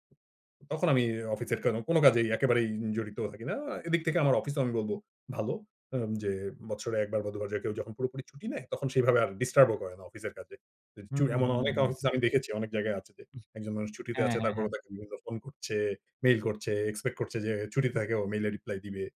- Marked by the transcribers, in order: tapping
- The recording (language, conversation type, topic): Bengali, podcast, কাজ থেকে সত্যিই ‘অফ’ হতে তোমার কি কোনো নির্দিষ্ট রীতি আছে?